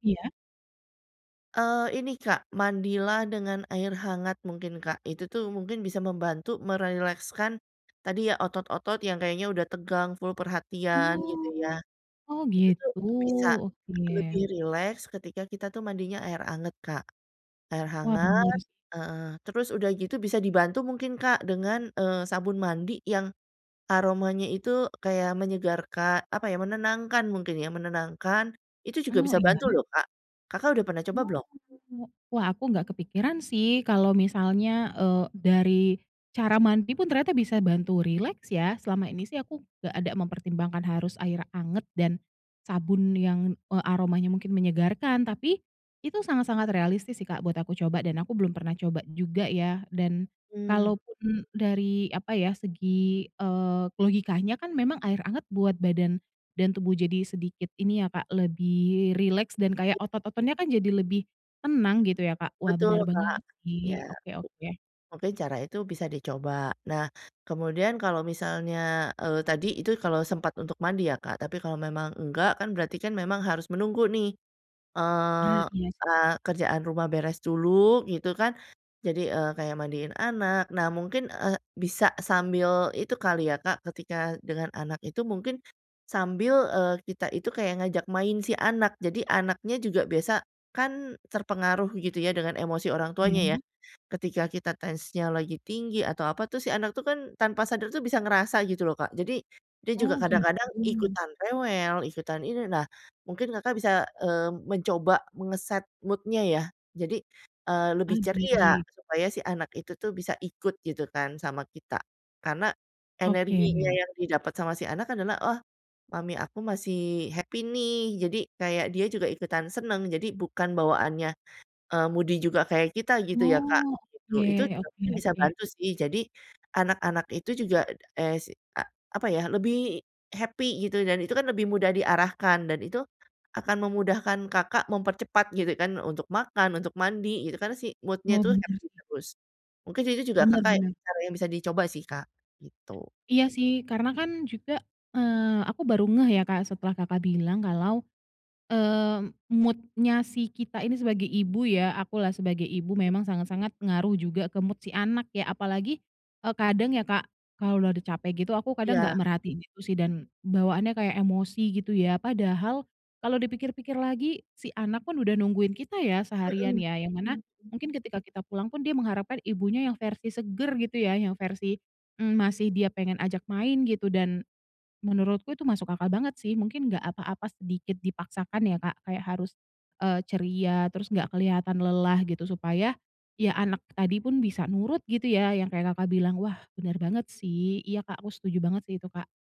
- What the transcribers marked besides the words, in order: tapping; other background noise; in English: "mood-nya"; in English: "happy"; in English: "moody"; in English: "happy"; in English: "mood-nya"; in English: "happy"; in English: "mood-nya"; in English: "mood"
- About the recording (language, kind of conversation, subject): Indonesian, advice, Bagaimana cara mulai rileks di rumah setelah hari yang melelahkan?